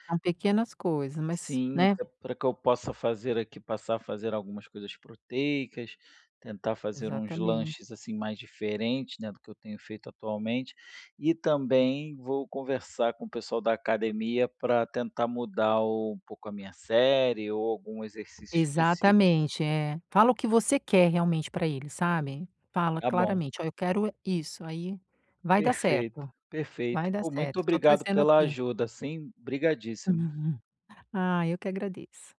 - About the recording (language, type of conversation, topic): Portuguese, advice, Como lidar com a frustração quando o progresso é muito lento?
- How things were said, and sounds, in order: tapping; chuckle